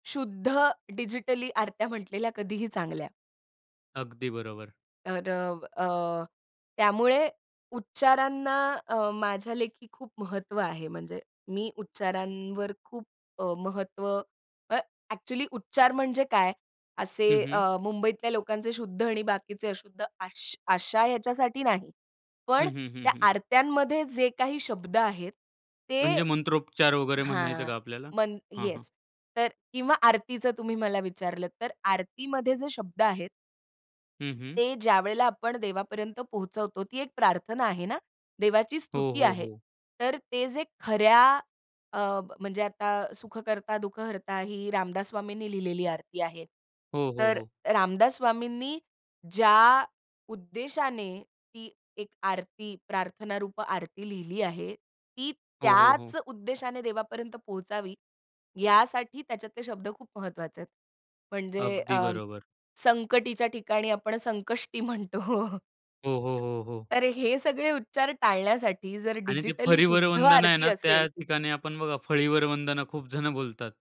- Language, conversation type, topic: Marathi, podcast, नवीन पिढीला परंपरांचे महत्त्व आपण कसे समजावून सांगाल?
- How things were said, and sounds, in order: other background noise; laughing while speaking: "म्हणतो"